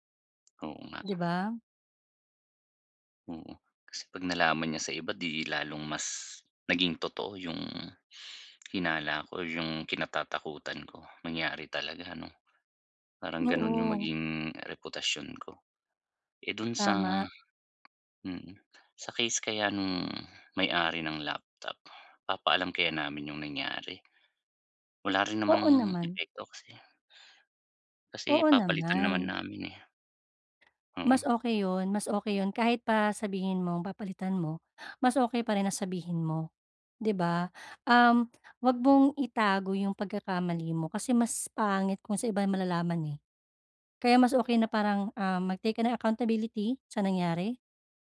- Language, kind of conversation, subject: Filipino, advice, Paano ko tatanggapin ang responsibilidad at matututo mula sa aking mga pagkakamali?
- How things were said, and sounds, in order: bird; tapping; other background noise